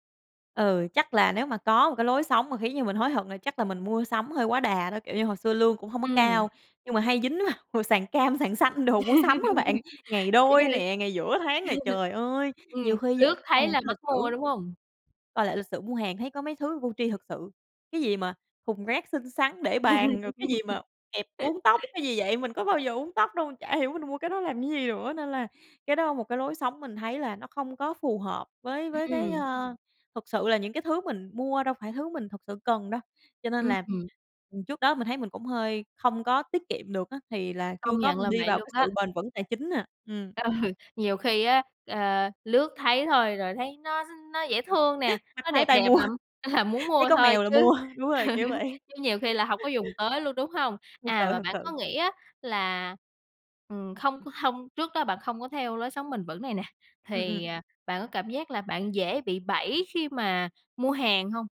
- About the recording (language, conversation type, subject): Vietnamese, podcast, Bạn có lời khuyên nào để sống bền vững hơn mỗi ngày không?
- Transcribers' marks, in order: tapping; laugh; laughing while speaking: "vào mua sàn cam, sàn xanh đồ mua sắm á bạn"; laugh; laugh; other background noise; laughing while speaking: "Ừ"; chuckle; laughing while speaking: "à"; laughing while speaking: "mua"; chuckle; laughing while speaking: "mua"; laughing while speaking: "vậy"; laugh